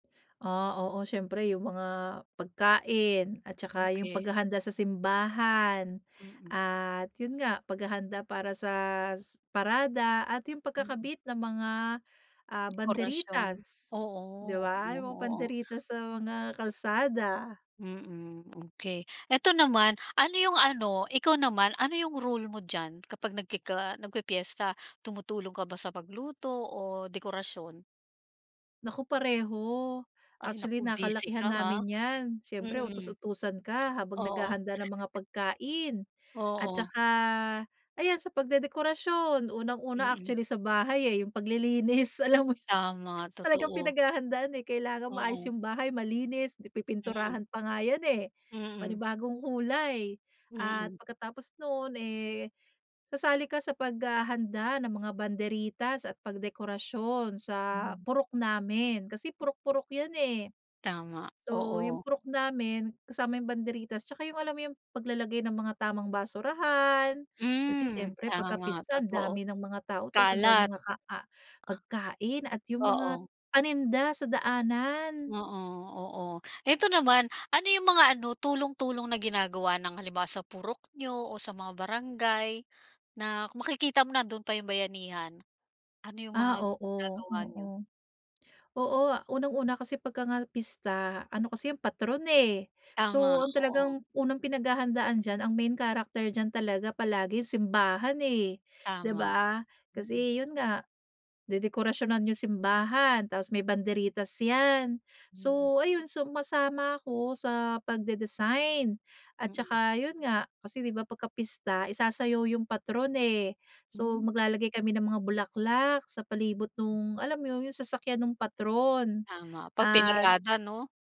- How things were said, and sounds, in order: other background noise; chuckle; other noise
- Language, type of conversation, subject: Filipino, podcast, Ano ang kahalagahan ng pistahan o salu-salo sa inyong bayan?